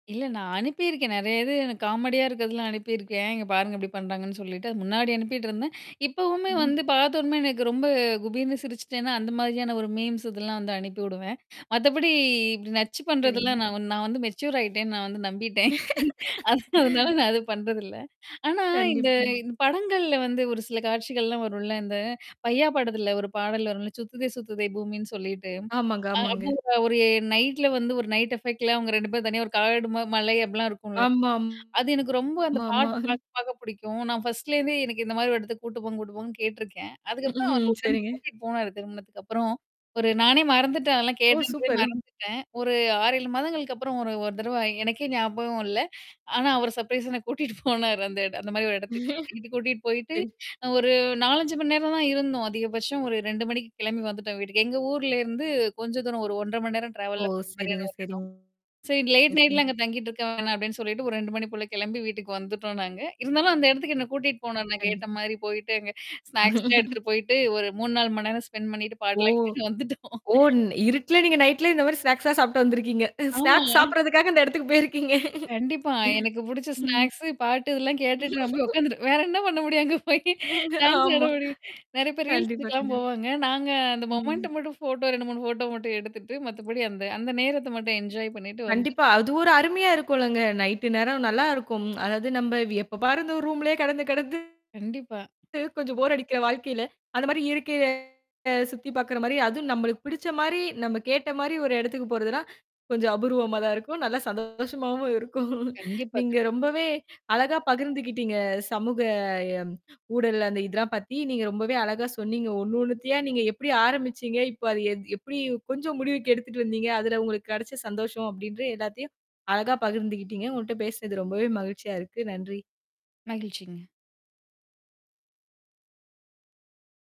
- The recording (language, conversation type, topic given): Tamil, podcast, சமூக ஊடகங்களில் பிறருடன் ஒப்பிடுவதைத் தவிர்க்க என்னென்ன நடைமுறை வழிகள் உள்ளன?
- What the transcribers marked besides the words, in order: other background noise; tapping; in English: "மீம்ஸ்"; in English: "மெச்சூர்"; laugh; laughing while speaking: "நம்பிட்டேன். அதனால, நான் அத பண்றது இல்ல"; laughing while speaking: "கண்டிப்பாங்"; in English: "நைட் எஃபெக்ட்ல"; mechanical hum; distorted speech; chuckle; unintelligible speech; throat clearing; in English: "சர்ப்ரைஸா"; laughing while speaking: "கூட்டிட்டு போனாரு"; laughing while speaking: "சரி"; in English: "டிராவல்"; in English: "லேட் நைட்ல"; in English: "சினாக்ஸ்"; chuckle; in English: "ஸ்பெண்ட்"; laughing while speaking: "ஓ! ஓ! ந் இருட்டுல நீங்க … அந்த இடத்துக்குப் போயிருக்கீங்க"; laughing while speaking: "வந்துட்டோம்"; in English: "சினாக்ஸா"; in English: "சினாக்ஸ்"; chuckle; laughing while speaking: "வேற என்ன பண்ண முடியும், அங்க போயி? டான்ஸ்ஸா ஆட முடியும்"; laughing while speaking: "ம். ஆமா.கண்டிப்பா, கண்டிப்பா"; in English: "மொமெண்ட்"; in English: "என்ஜாய்"; tsk; laughing while speaking: "சந்தோஷமாவும் இருக்கும்"; static